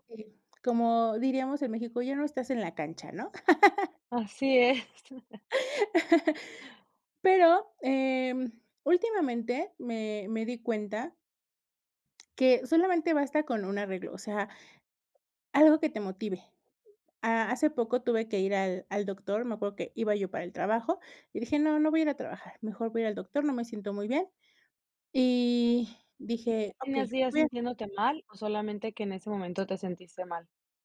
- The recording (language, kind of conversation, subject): Spanish, podcast, ¿Qué pequeños cambios recomiendas para empezar a aceptarte hoy?
- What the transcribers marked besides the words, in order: laugh